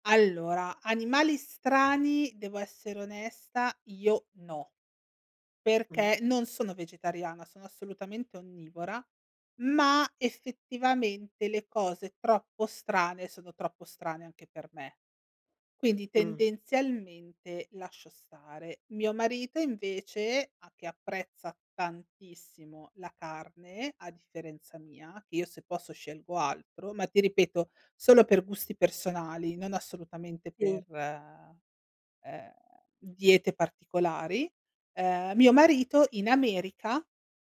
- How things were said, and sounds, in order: none
- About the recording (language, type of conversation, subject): Italian, podcast, Che cosa ti ha insegnato il cibo locale durante i tuoi viaggi?